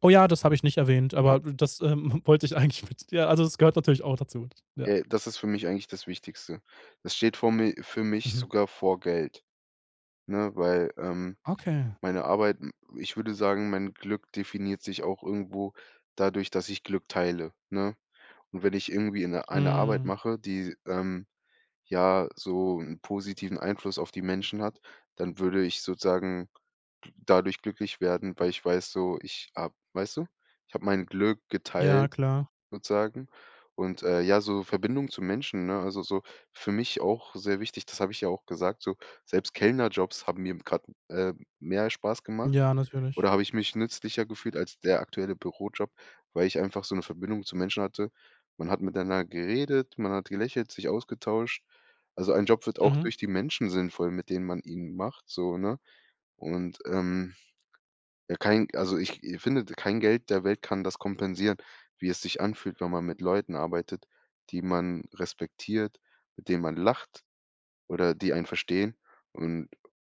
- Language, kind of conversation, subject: German, podcast, Was macht einen Job für dich sinnvoll?
- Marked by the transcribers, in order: other noise; laughing while speaking: "eigentlich mit"; other background noise